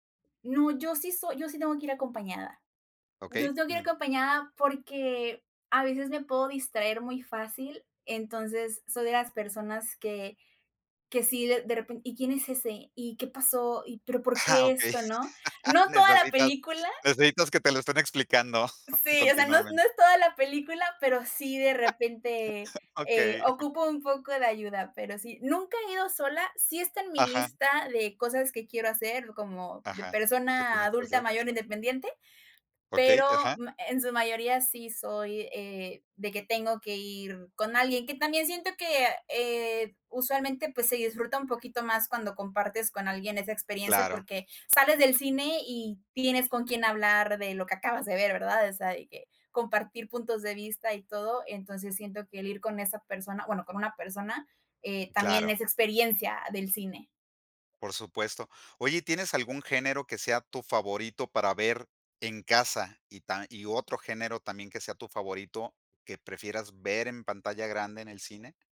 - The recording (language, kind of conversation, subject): Spanish, podcast, ¿Cómo cambia la experiencia de ver una película en casa en comparación con verla en una sala de cine?
- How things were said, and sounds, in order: chuckle; laugh; chuckle; laugh; giggle